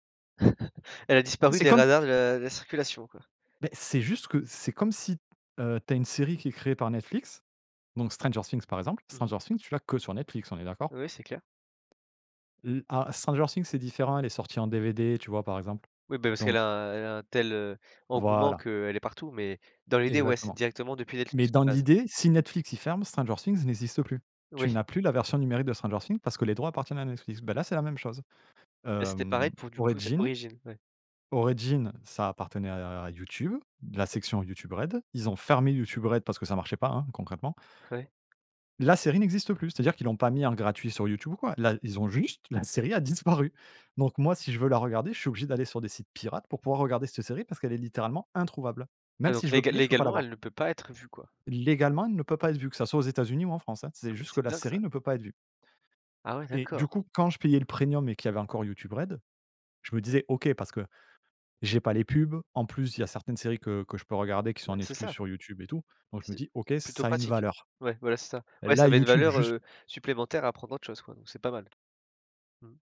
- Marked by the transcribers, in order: chuckle; tapping; stressed: "fermé"; other background noise
- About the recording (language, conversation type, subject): French, podcast, Comment t’ouvres-tu à de nouveaux styles musicaux ?